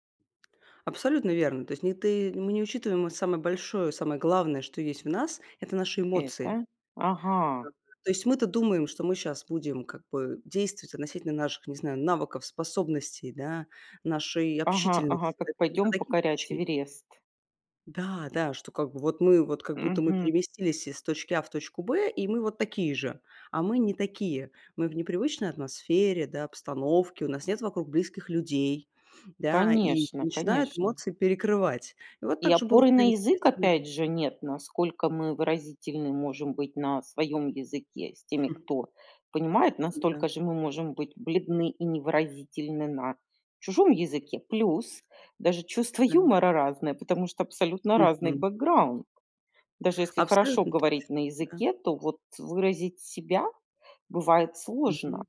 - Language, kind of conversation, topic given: Russian, podcast, Расскажи о моменте, когда тебе пришлось начать всё сначала?
- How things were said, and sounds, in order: tapping; surprised: "Ага"; unintelligible speech; chuckle; exhale